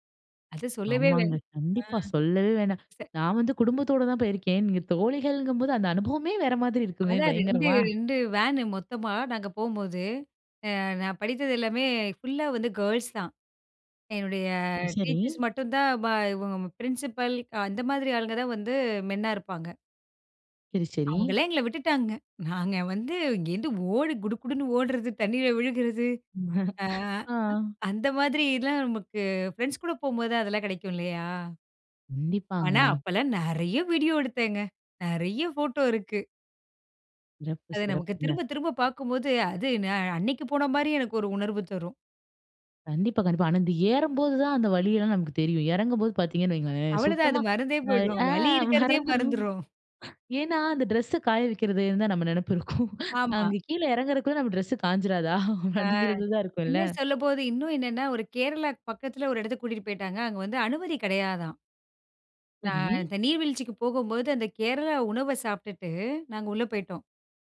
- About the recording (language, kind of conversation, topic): Tamil, podcast, நீர்வீழ்ச்சியை நேரில் பார்த்தபின் உங்களுக்கு என்ன உணர்வு ஏற்பட்டது?
- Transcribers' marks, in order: laugh; "ஏறும்போது" said as "ஏறம்போது"; laughing while speaking: "மறந்துருவோம்"; laughing while speaking: "நினைப்பு இருக்கும்"; laughing while speaking: "காய்ஞ்சிராதா! அப்பிடிங்கிறது தான் இருக்கும்ல"; "சொல்லும்போது" said as "சொல்லபோது"